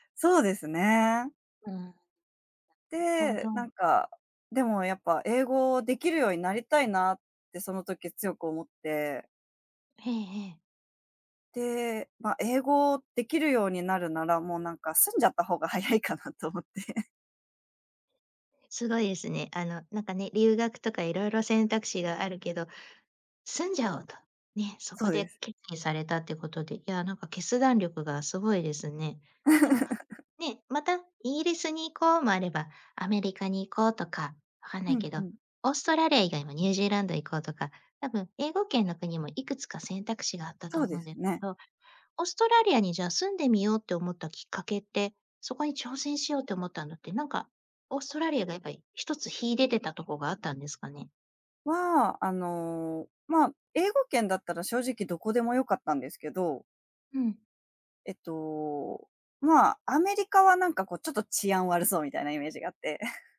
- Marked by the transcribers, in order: laughing while speaking: "早いかなと思って"; laugh; laugh; chuckle
- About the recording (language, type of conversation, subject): Japanese, podcast, 人生で一番の挑戦は何でしたか？